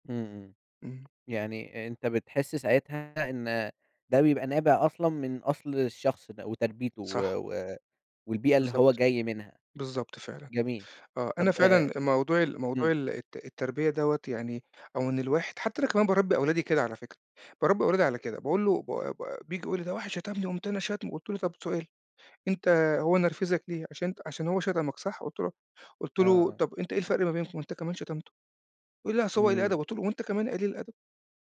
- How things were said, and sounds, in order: none
- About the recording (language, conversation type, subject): Arabic, podcast, إزاي بتوازن بين الصراحة والاحترام؟